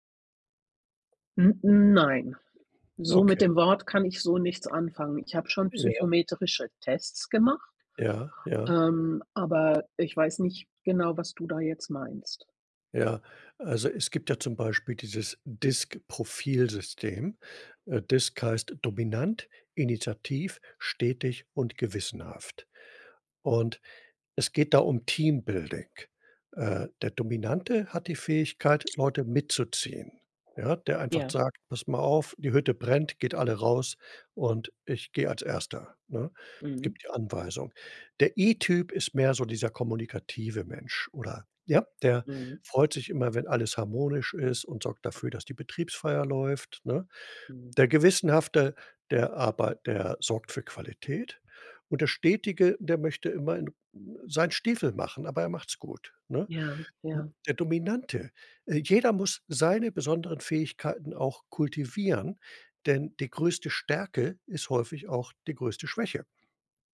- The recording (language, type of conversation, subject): German, advice, Wie gehst du damit um, wenn du wiederholt Kritik an deiner Persönlichkeit bekommst und deshalb an dir zweifelst?
- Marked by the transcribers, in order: other background noise; in English: "Teambuilding"